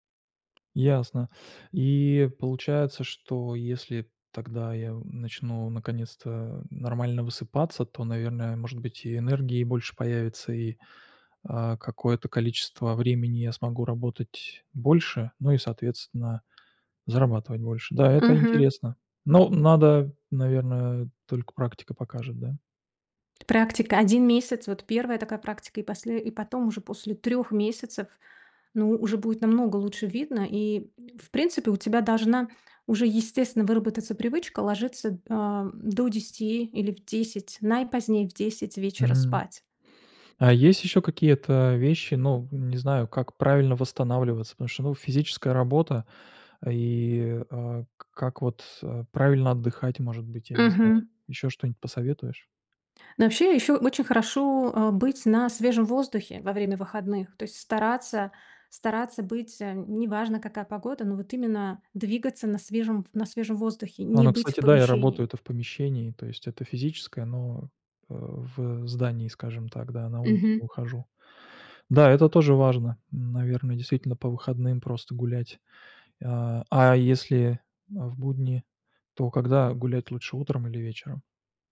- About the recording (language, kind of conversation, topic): Russian, advice, Как справиться со страхом повторного выгорания при увеличении нагрузки?
- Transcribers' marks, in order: tapping